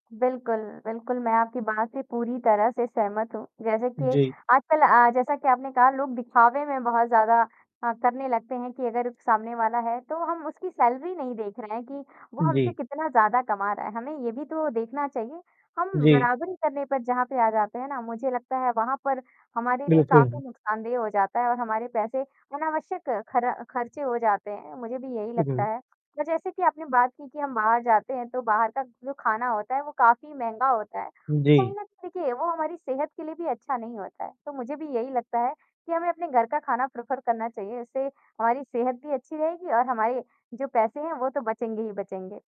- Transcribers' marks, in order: static; in English: "सैलरी"; distorted speech; in English: "प्रेफर"
- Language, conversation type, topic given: Hindi, unstructured, पैसे बचाने का सबसे अच्छा तरीका क्या है?